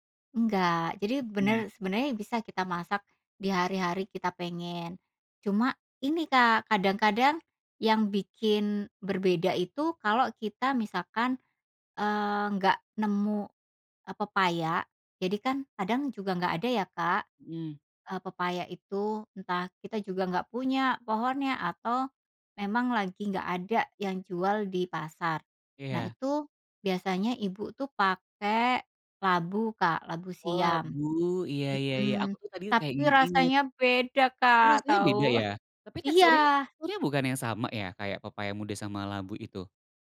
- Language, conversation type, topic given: Indonesian, podcast, Apa saja makanan khas yang selalu ada di keluarga kamu saat Lebaran?
- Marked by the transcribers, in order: none